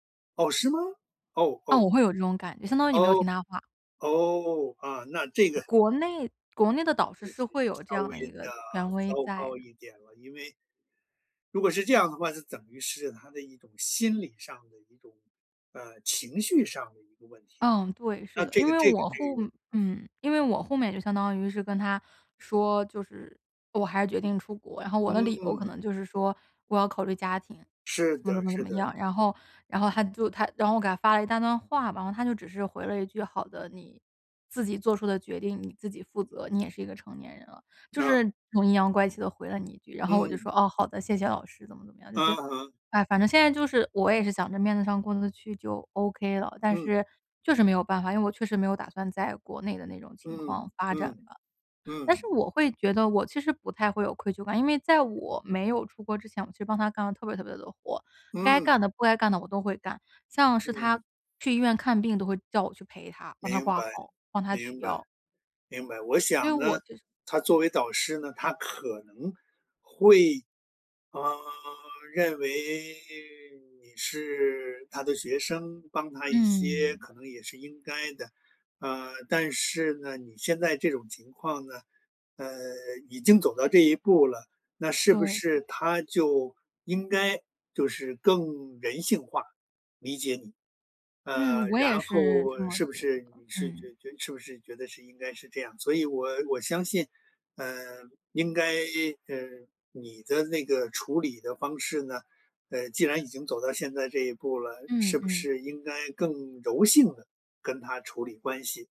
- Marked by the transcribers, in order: tapping; alarm; drawn out: "为"
- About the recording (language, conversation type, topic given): Chinese, podcast, 当导师和你意见不合时，你会如何处理？